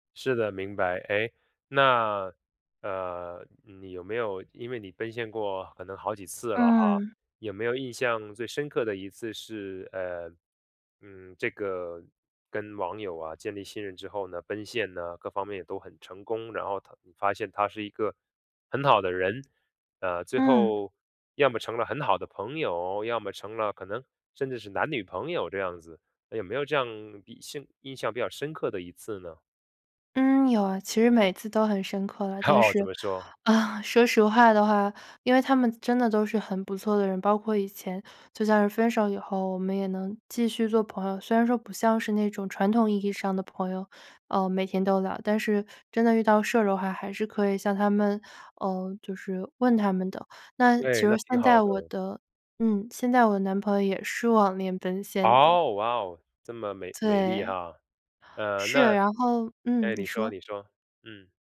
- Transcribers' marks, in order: "印象" said as "以信"; laughing while speaking: "哦"; chuckle; other background noise; laughing while speaking: "网恋奔现的"; joyful: "哦，哇哦"
- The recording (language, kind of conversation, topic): Chinese, podcast, 线上陌生人是如何逐步建立信任的？